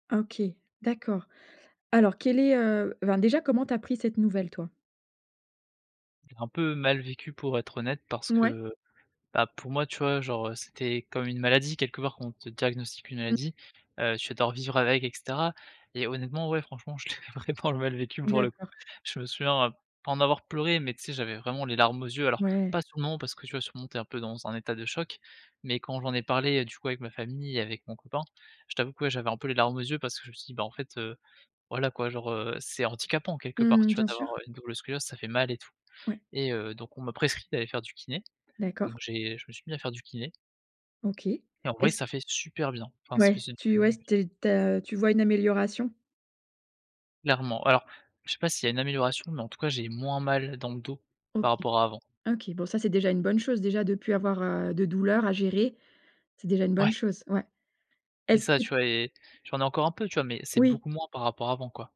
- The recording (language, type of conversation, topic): French, advice, Quelle activité est la plus adaptée à mon problème de santé ?
- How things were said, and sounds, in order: laughing while speaking: "je l'ai vraiment mal vécu pour le coup"